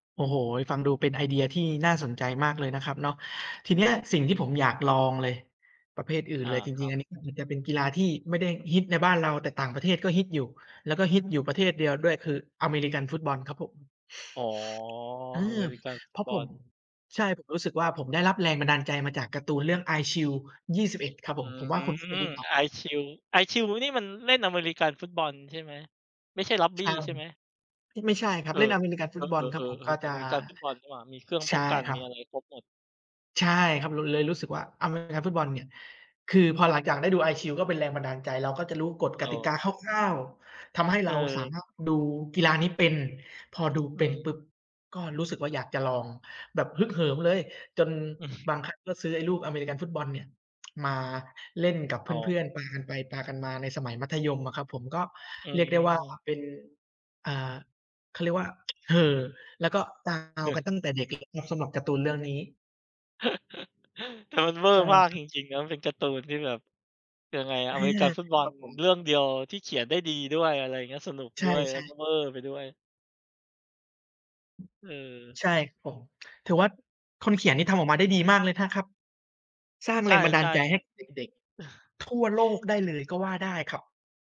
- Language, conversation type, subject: Thai, unstructured, คุณชอบเล่นกีฬาอะไรเพื่อผ่อนคลาย?
- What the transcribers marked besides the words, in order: tapping; laughing while speaking: "อือฮึ"; tsk; tsk; unintelligible speech; other background noise; chuckle; chuckle; chuckle